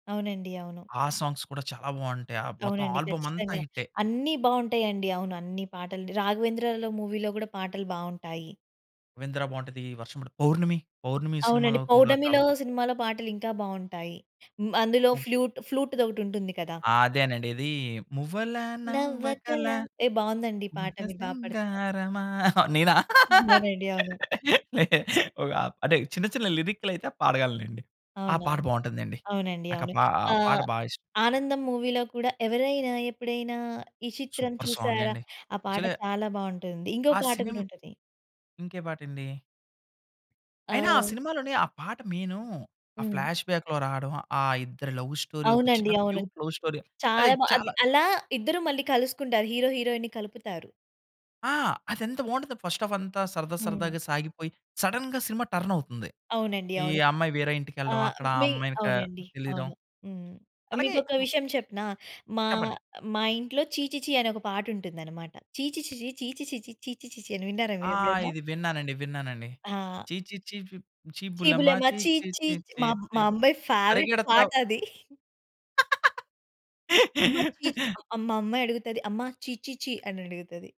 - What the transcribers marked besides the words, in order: in English: "సాంగ్స్"; in English: "ఆల్బమ్"; in English: "మూవీ‌లో"; in English: "ఫ్లూట్"; singing: "మువ్వల నవ్వకల ముద్ద సింగారమా"; singing: "నవ్వకల"; laugh; chuckle; in English: "మూవీలో"; singing: "ఎవరైనా ఎప్పుడైనా ఈ చిత్రం చూసారా"; in English: "సూపర్"; in English: "ఫ్లాష్‌బ్యాక్‌లో"; in English: "లవ్ స్టోరీ"; in English: "క్యూట్ లవ్ స్టోరీ"; in English: "హీరో హీరోయిన్‌ని"; in English: "ఫర్స్ట్"; in English: "సడెన్‌గా"; singing: "ఛీ ఛీ ఛీ ఛీ ఛీ ఛీ ఛీ ఛీ ఛీ ఛీ ఛీ"; other background noise; singing: "ఛీ ఛీ ఛీ ప్ ఛీ బుల్లెమ్మ ఛీ ఛీ ఛీ ఛీ ఛీ పరిగెడతావు"; singing: "చీ బులేమ ఛీ ఛీ"; in English: "ఫేవరైట్"; chuckle; laugh
- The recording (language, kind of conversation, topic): Telugu, podcast, పిల్లల వయసులో విన్న పాటలు ఇప్పటికీ మీ మనసును ఎలా తాకుతున్నాయి?